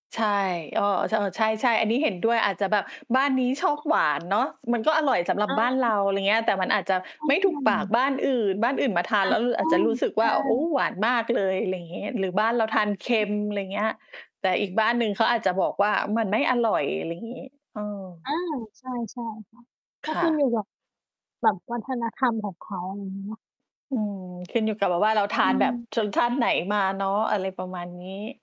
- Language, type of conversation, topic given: Thai, unstructured, คุณมีเคล็ดลับอะไรในการทำอาหารให้อร่อยขึ้นบ้างไหม?
- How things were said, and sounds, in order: tapping; static; distorted speech